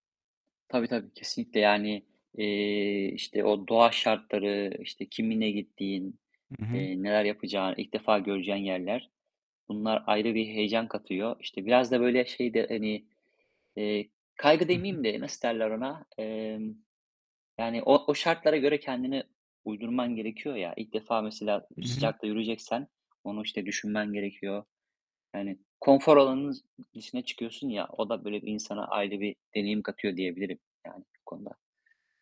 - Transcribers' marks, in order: other background noise; distorted speech
- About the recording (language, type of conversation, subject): Turkish, unstructured, Hobiler insanların hayatında neden önemlidir?